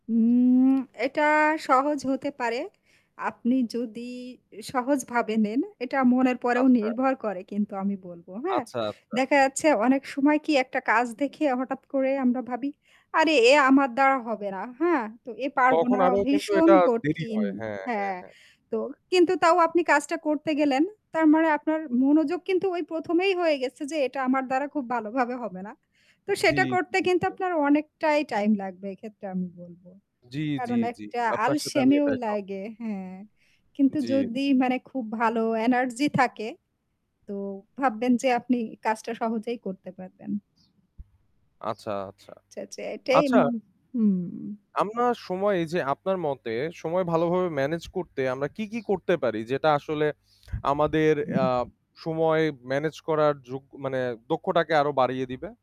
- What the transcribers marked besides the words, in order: static; drawn out: "হুম"; tapping; bird; "ভালোভাবে" said as "বালোভাবে"; other background noise; "আচ্ছা" said as "চাচা"; "আপনার" said as "আমনার"; other noise; "দক্ষতাকে" said as "দক্ষটাকে"
- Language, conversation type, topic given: Bengali, unstructured, কর্মজীবনে সঠিক সময় ব্যবস্থাপনা কেন জরুরি?